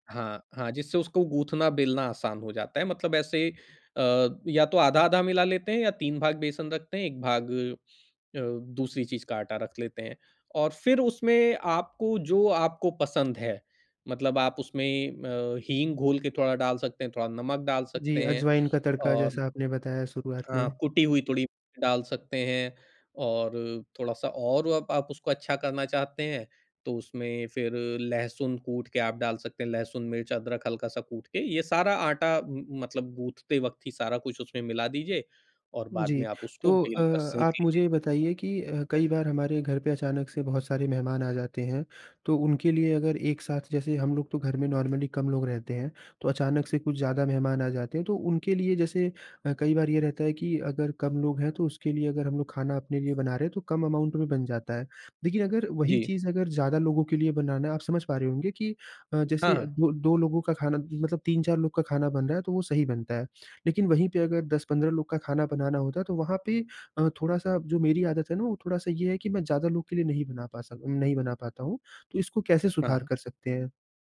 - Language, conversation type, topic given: Hindi, podcast, खाना बनाना आपके लिए कैसा अनुभव है?
- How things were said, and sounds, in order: in English: "नॉर्मली"; in English: "अमाउंट"